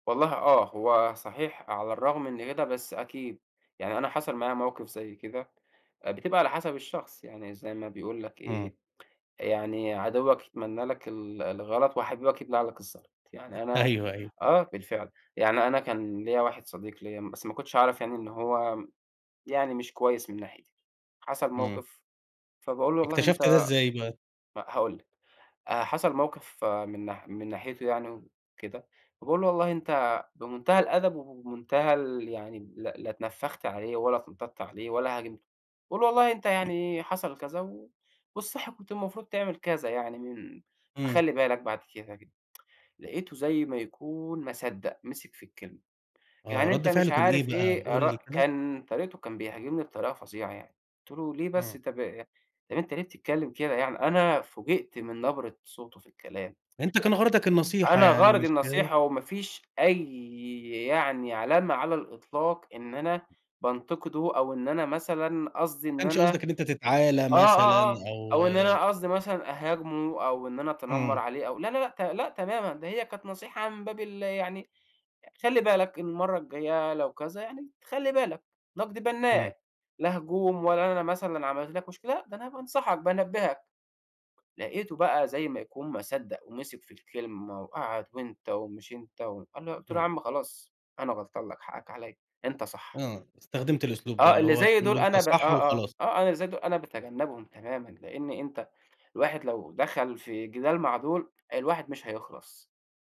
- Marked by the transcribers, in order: tapping; tsk
- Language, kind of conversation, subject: Arabic, podcast, إزاي بتتعامل مع النقد لما يوصلك؟